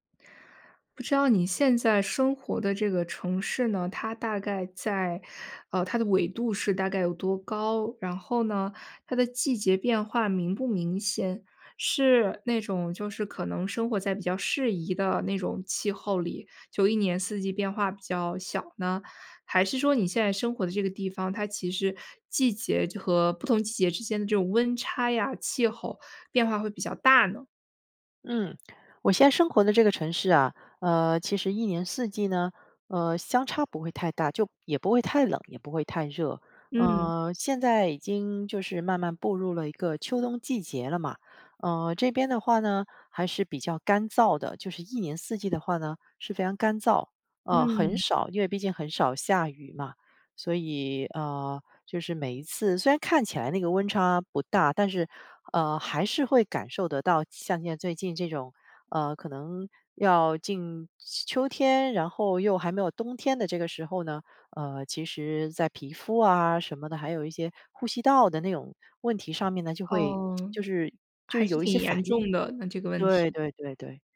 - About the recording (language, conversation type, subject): Chinese, podcast, 换季时你通常会做哪些准备？
- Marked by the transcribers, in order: tsk